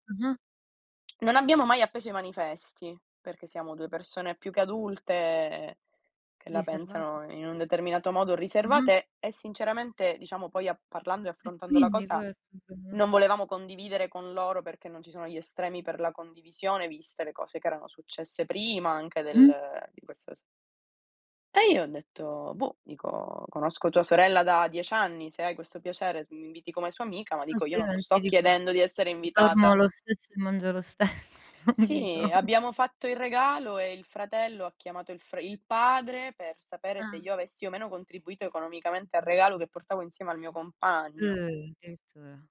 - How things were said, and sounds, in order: laughing while speaking: "stesso, dico"; chuckle; drawn out: "Eh"; "addirittura" said as "dirittura"
- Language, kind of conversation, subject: Italian, unstructured, Hai mai perso un’amicizia importante e come ti ha fatto sentire?